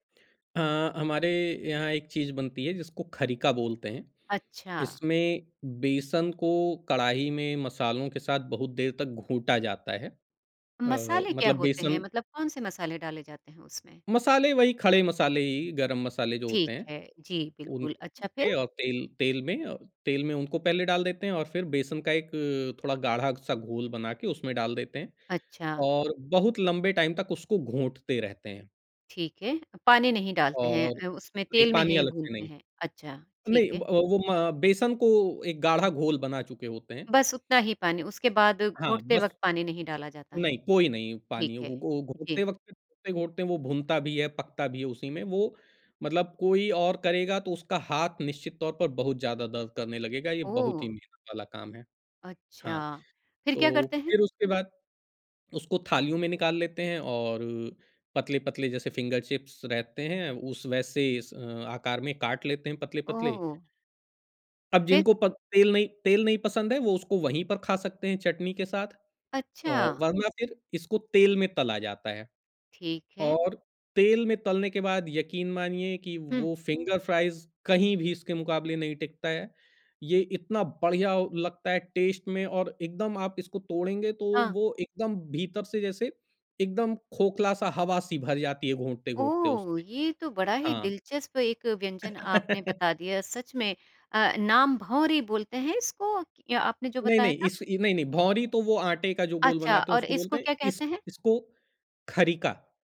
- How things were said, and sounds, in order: unintelligible speech; in English: "टाइम"; tapping; in English: "फ़िंगर चिप्स"; in English: "फ़िंगर फ्राइज़"; in English: "टेस्ट"; laugh
- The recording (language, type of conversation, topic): Hindi, podcast, खाना बनाते समय आपके पसंदीदा तरीके क्या हैं?